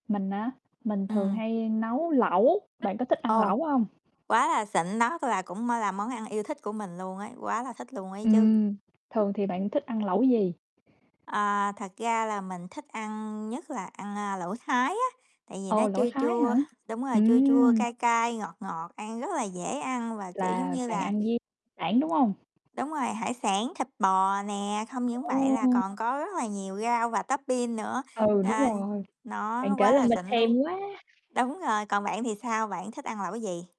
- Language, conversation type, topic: Vietnamese, unstructured, Bạn thường chọn món gì cho bữa tối cuối tuần?
- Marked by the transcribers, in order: static; other background noise; tapping; distorted speech; in English: "tốp bin"; "topping" said as "tốp bin"